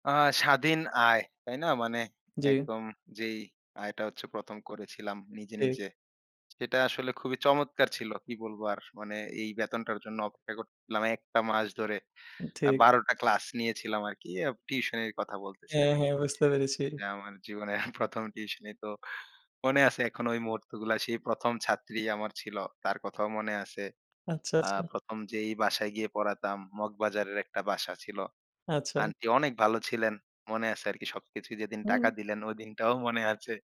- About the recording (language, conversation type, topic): Bengali, podcast, প্রথমবার নিজের উপার্জন হাতে পাওয়ার মুহূর্তটা আপনার কেমন মনে আছে?
- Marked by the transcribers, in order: laughing while speaking: "জীবনের প্রথম টিউশনি"